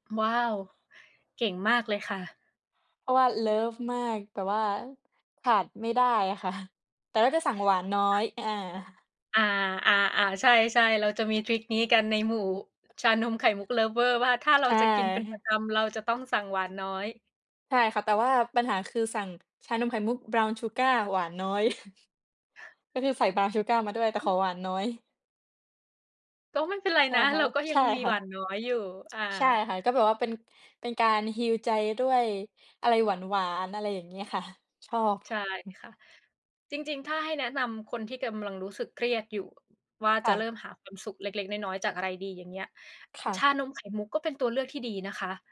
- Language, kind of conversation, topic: Thai, unstructured, อะไรคือสิ่งเล็กๆ ที่ทำให้คุณมีความสุขในแต่ละวัน?
- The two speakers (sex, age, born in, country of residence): female, 20-24, Thailand, Belgium; female, 30-34, Thailand, Thailand
- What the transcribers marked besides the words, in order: chuckle; chuckle; in English: "heal"; other noise